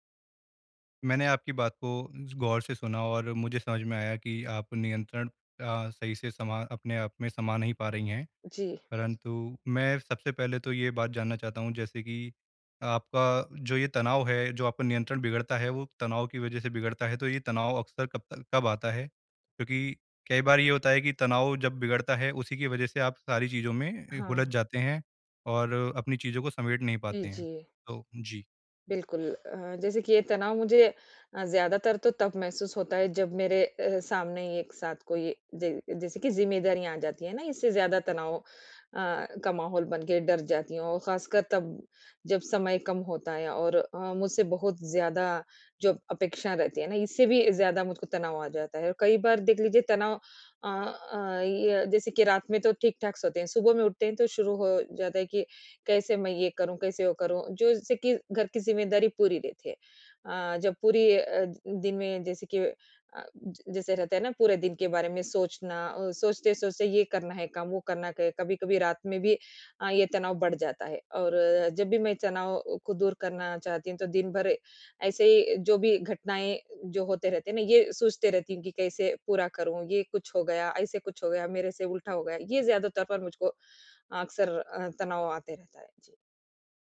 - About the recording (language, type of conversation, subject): Hindi, advice, मैं कैसे पहचानूँ कि कौन-सा तनाव मेरे नियंत्रण में है और कौन-सा नहीं?
- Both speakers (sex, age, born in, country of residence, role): female, 40-44, India, India, user; male, 25-29, India, India, advisor
- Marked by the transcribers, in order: none